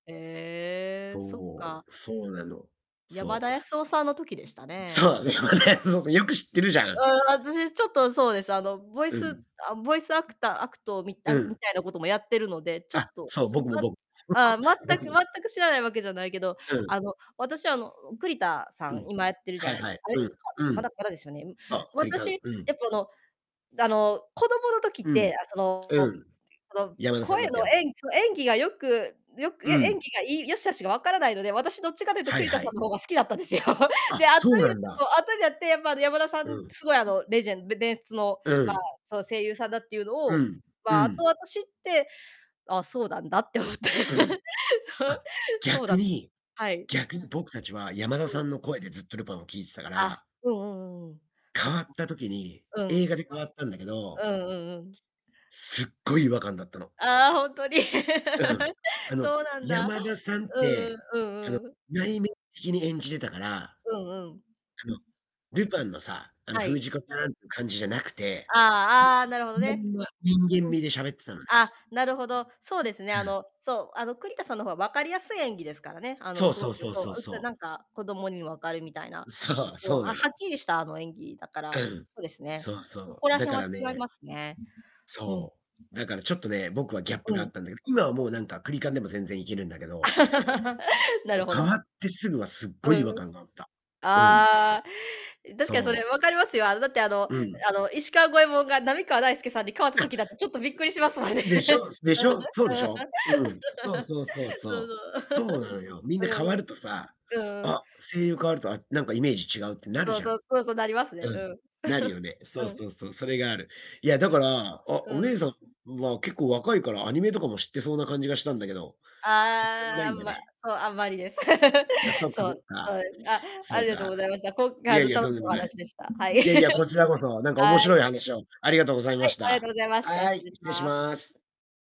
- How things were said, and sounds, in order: laughing while speaking: "そう、そこね、そう、そ"; distorted speech; chuckle; laugh; laughing while speaking: "思って"; laugh; laugh; tapping; other background noise; laugh; laughing while speaking: "びっくりしますもんね"; laugh; laugh; laugh; laugh
- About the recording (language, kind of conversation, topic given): Japanese, unstructured, 好きな映画のジャンルは何ですか？